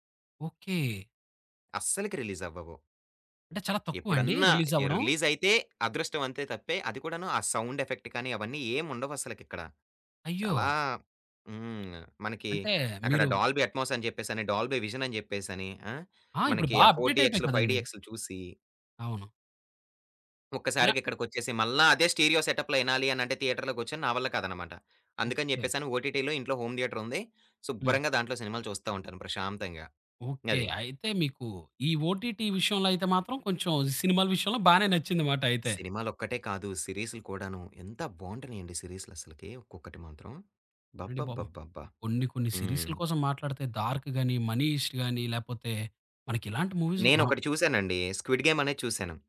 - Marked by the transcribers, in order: in English: "సౌండ్ ఎఫెక్ట్"; in English: "డాల్‌బి అట్‌మోస్"; in English: "డాల్‌బి విజన్"; in English: "స్టీరియో సెటప్‌లో"; in English: "థియేటర్‌లో"; in English: "ఓటిటి‌లో"; in English: "ఓటిటి"; in English: "మూవీస్"
- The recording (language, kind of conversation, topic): Telugu, podcast, స్ట్రీమింగ్ యుగంలో మీ అభిరుచిలో ఎలాంటి మార్పు వచ్చింది?